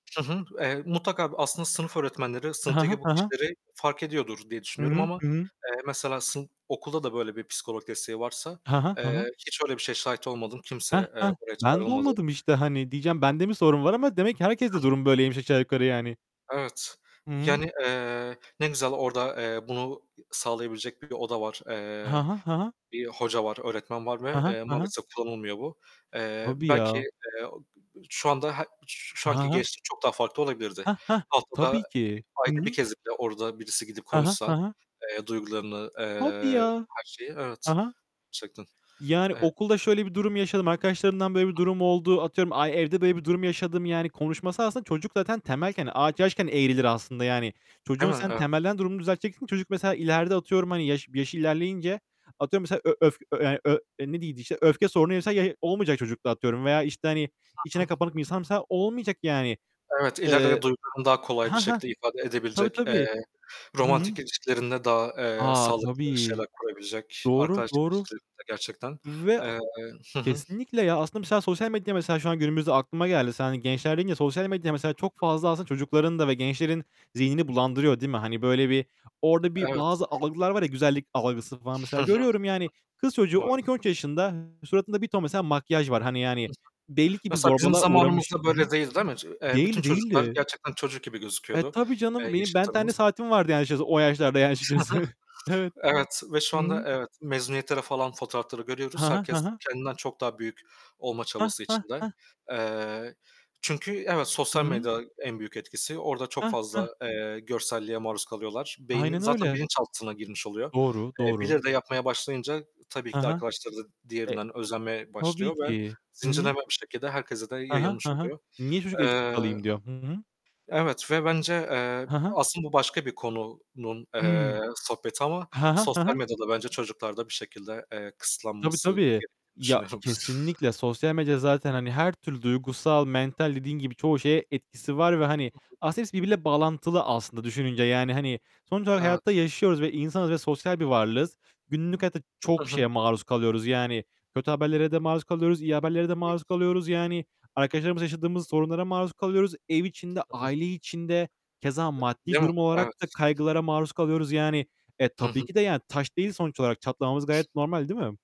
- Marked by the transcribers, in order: static; unintelligible speech; other background noise; distorted speech; tapping; other noise; "deniyordu" said as "diydi"; giggle; laughing while speaking: "düşünüyorum"
- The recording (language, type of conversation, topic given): Turkish, unstructured, Duygusal zorluklar yaşarken yardım istemek neden zor olabilir?